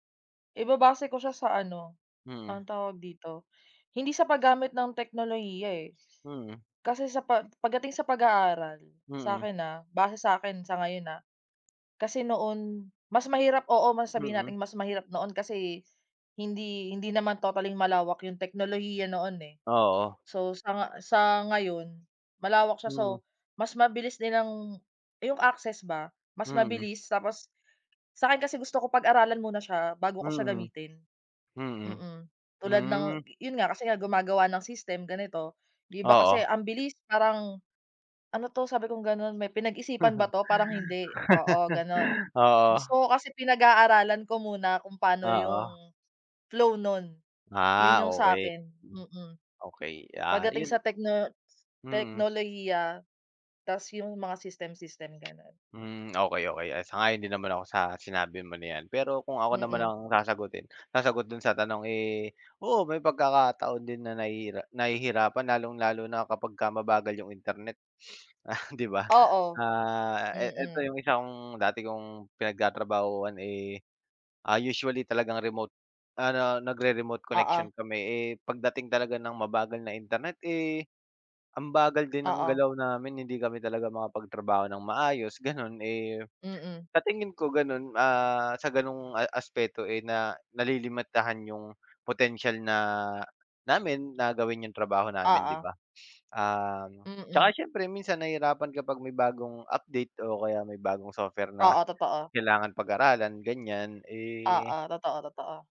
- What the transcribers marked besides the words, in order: bird; tapping; laugh; sniff; sniff
- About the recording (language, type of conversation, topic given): Filipino, unstructured, Paano mo ginagamit ang teknolohiya sa pang-araw-araw?